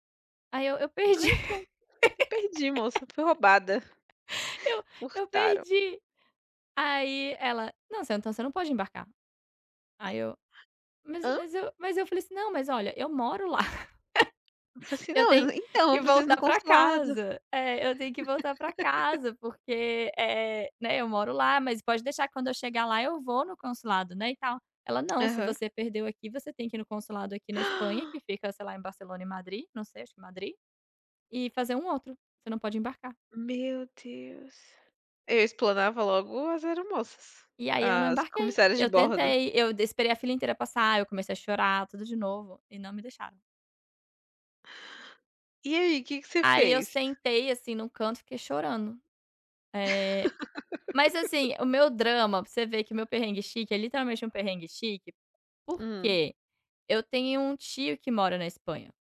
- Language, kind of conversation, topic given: Portuguese, unstructured, Qual foi a experiência mais inesperada que você já teve em uma viagem?
- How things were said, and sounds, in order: laugh; laughing while speaking: "Eu: Eu perdi"; other background noise; gasp; laugh; tapping; laugh; gasp; laugh